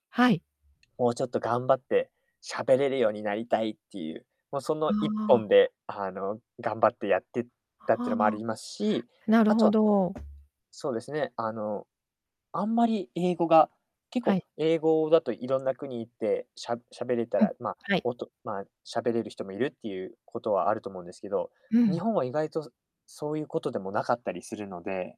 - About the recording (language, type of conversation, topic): Japanese, podcast, 学び続けるモチベーションは何で保ってる？
- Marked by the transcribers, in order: tapping